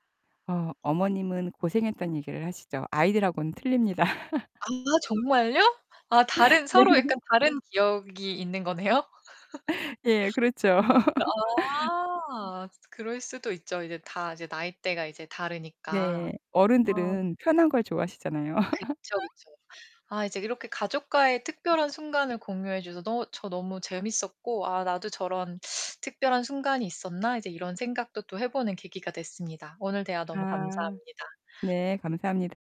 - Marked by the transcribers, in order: other background noise; distorted speech; laugh; laughing while speaking: "네"; laugh; laugh; tapping; laugh
- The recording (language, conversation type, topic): Korean, podcast, 지금도 종종 떠오르는 가족과의 순간이 있나요?